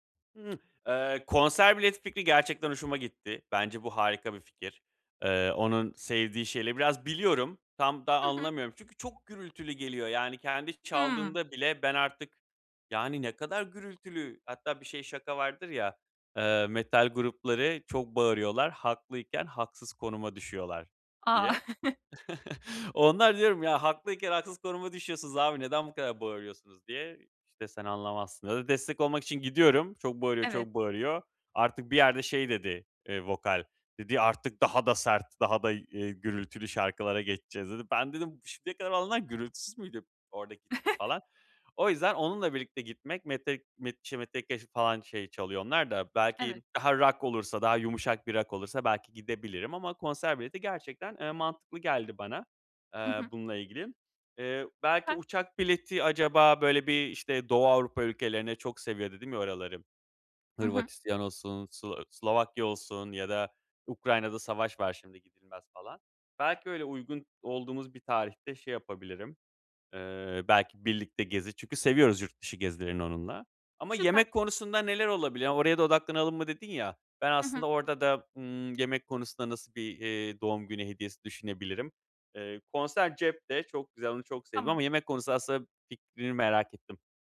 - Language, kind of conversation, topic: Turkish, advice, Hediye için iyi ve anlamlı fikirler bulmakta zorlanıyorsam ne yapmalıyım?
- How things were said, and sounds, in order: other noise; other background noise; chuckle; chuckle; chuckle